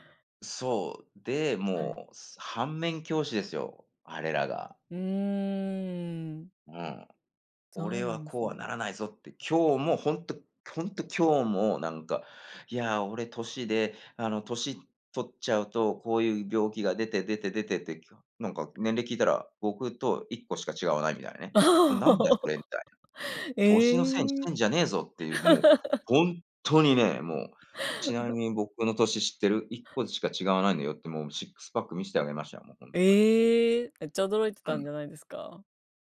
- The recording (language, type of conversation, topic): Japanese, unstructured, 趣味でいちばん楽しかった思い出は何ですか？
- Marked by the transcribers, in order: laugh; laugh